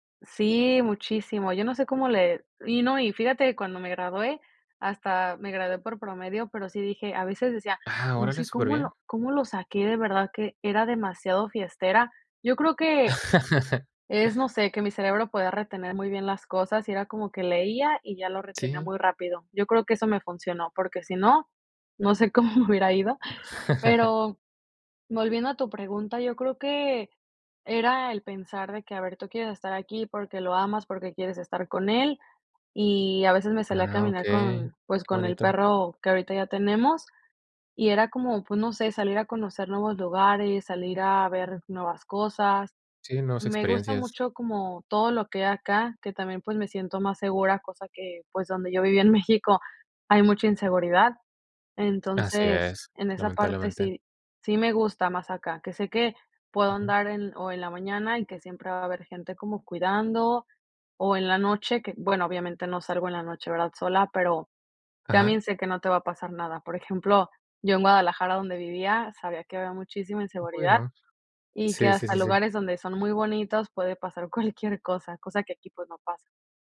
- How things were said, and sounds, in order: laugh; laughing while speaking: "no sé cómo me hubiera ido"; laugh; laughing while speaking: "México"
- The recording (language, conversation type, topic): Spanish, podcast, ¿Qué consejo práctico darías para empezar de cero?